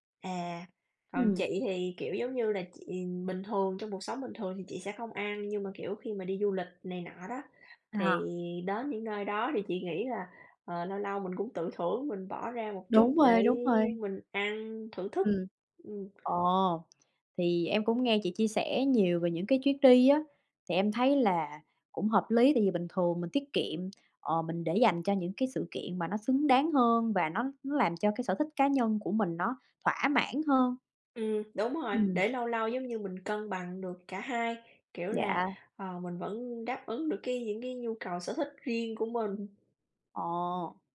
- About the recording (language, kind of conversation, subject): Vietnamese, unstructured, Bạn làm gì để cân bằng giữa tiết kiệm và chi tiêu cho sở thích cá nhân?
- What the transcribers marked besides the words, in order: tapping